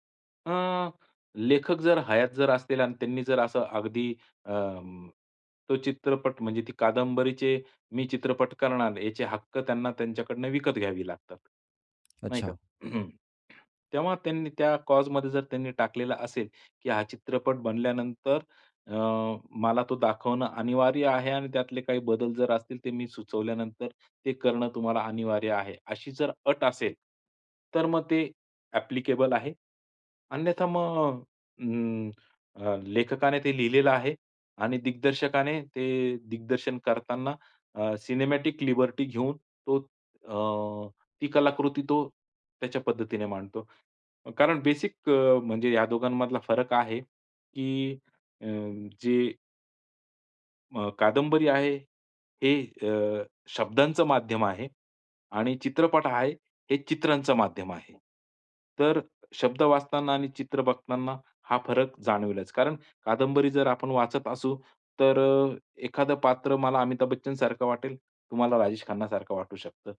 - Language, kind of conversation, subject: Marathi, podcast, पुस्तकाचे चित्रपट रूपांतर करताना सहसा काय काय गमावले जाते?
- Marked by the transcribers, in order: tapping; throat clearing; in English: "क्लॉजमध्ये"; in English: "अ‍ॅप्लिकेबल"; in English: "सिनेमॅटिक लिबर्टी"; in English: "बेसिक"